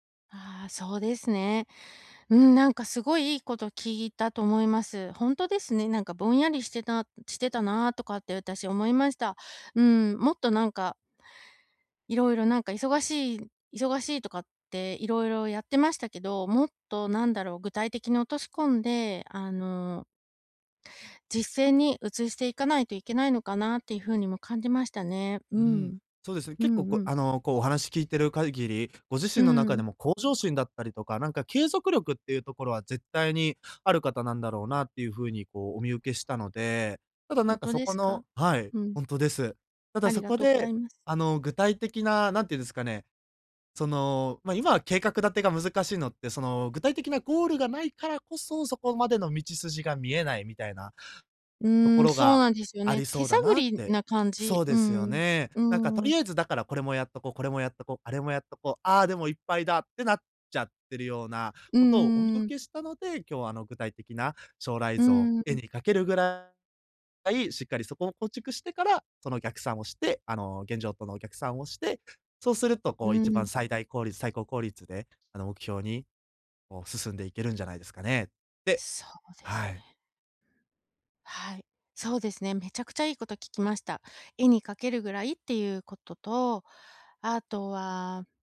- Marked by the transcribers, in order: none
- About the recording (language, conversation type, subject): Japanese, advice, キャリアのためのスキル習得計画を効果的に立てるにはどうすればよいですか？